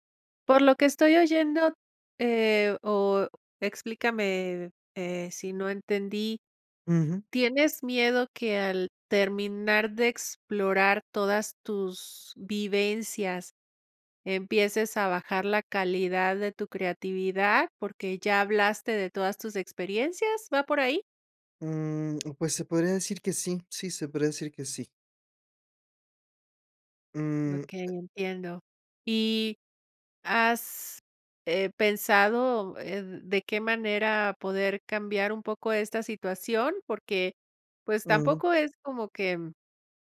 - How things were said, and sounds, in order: other noise
- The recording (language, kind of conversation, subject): Spanish, advice, ¿Cómo puedo medir mi mejora creativa y establecer metas claras?